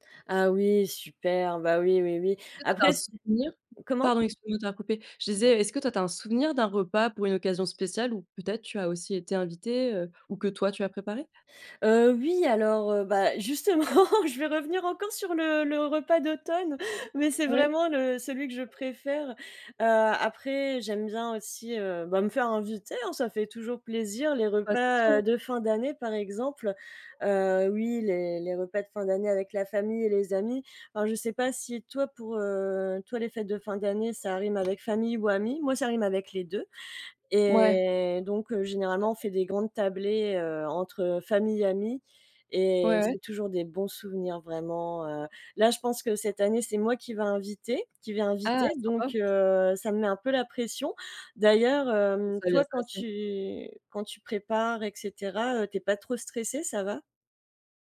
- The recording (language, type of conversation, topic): French, unstructured, Comment prépares-tu un repas pour une occasion spéciale ?
- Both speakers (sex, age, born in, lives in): female, 25-29, France, France; female, 35-39, France, France
- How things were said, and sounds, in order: laughing while speaking: "justement"; joyful: "je vais revenir encore sur … que je préfère"; tapping